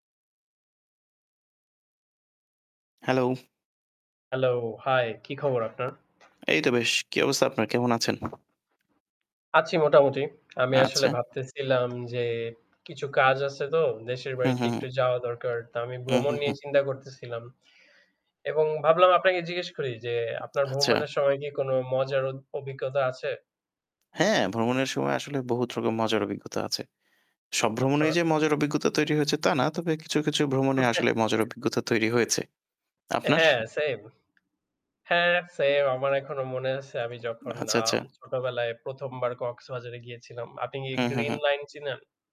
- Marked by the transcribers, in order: static; tapping; other background noise; chuckle
- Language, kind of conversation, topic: Bengali, unstructured, ভ্রমণের সময় আপনার সবচেয়ে মজার অভিজ্ঞতা কী ছিল?